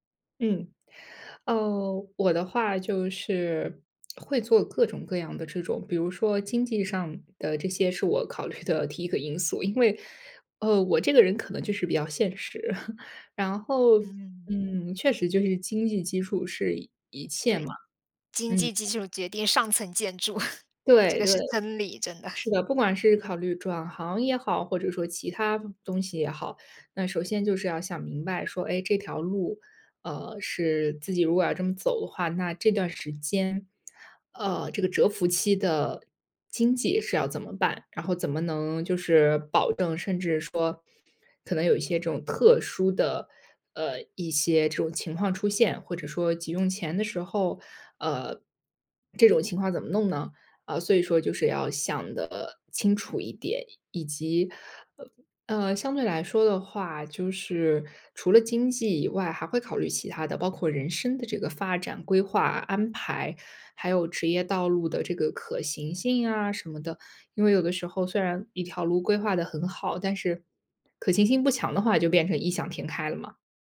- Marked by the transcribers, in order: other background noise; lip smack; chuckle; chuckle
- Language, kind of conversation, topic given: Chinese, podcast, 做决定前你会想五年后的自己吗？